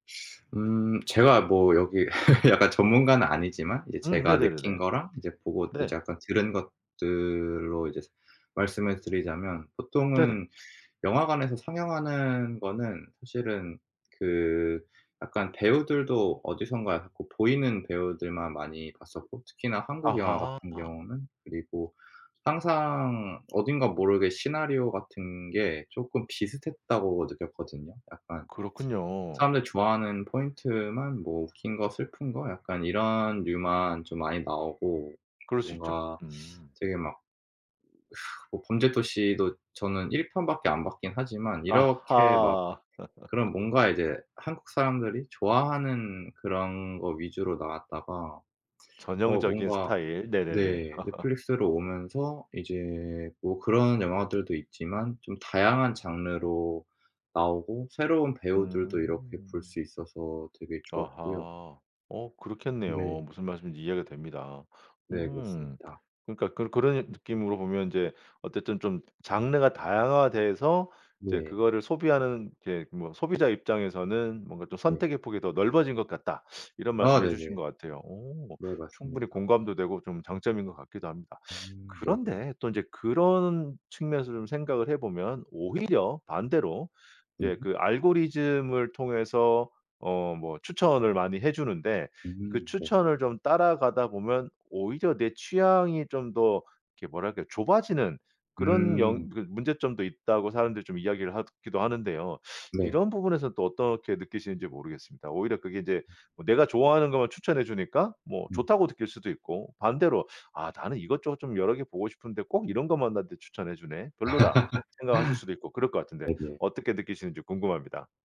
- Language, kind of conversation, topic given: Korean, podcast, 넷플릭스 같은 플랫폼이 콘텐츠 소비를 어떻게 바꿨나요?
- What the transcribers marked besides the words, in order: teeth sucking; laugh; other background noise; tapping; laugh; laugh; teeth sucking; teeth sucking; laugh